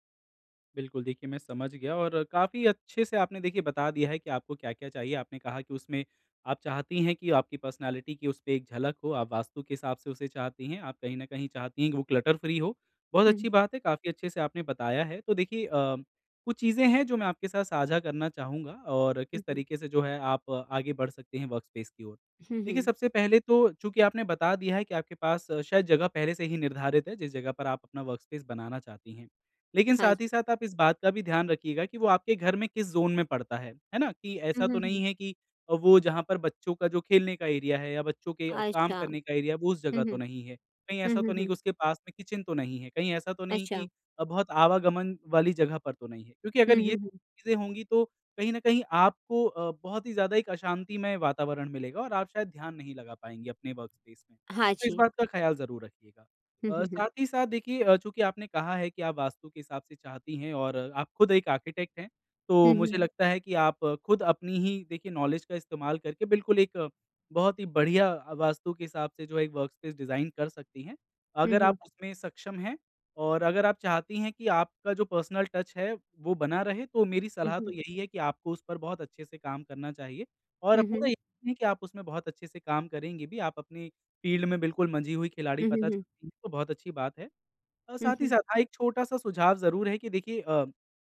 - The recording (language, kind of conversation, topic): Hindi, advice, मैं अपने रचनात्मक कार्यस्थल को बेहतर तरीके से कैसे व्यवस्थित करूँ?
- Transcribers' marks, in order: in English: "पर्सनैलिटी"; in English: "क्लटर-फ्री"; in English: "वर्कस्पेस"; in English: "वर्कस्पेस"; in English: "ज़ोन"; in English: "एरिया"; in English: "एरिया"; in English: "किचन"; in English: "वर्कस्पेस"; in English: "नॉलेज"; in English: "वर्कस्पेस डिजाइन"; in English: "पर्सनल टच"; in English: "फ़ील्ड"